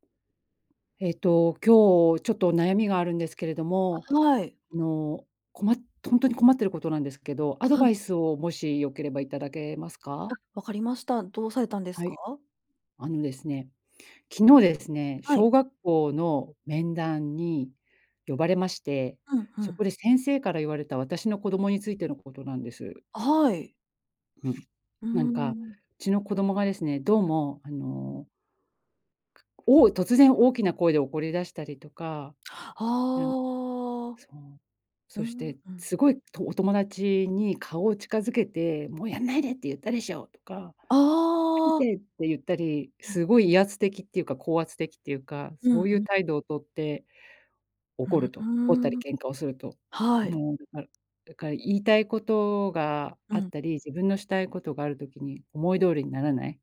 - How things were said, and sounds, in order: other background noise; drawn out: "ああ"
- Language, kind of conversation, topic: Japanese, advice, 感情をため込んで突然爆発する怒りのパターンについて、どのような特徴がありますか？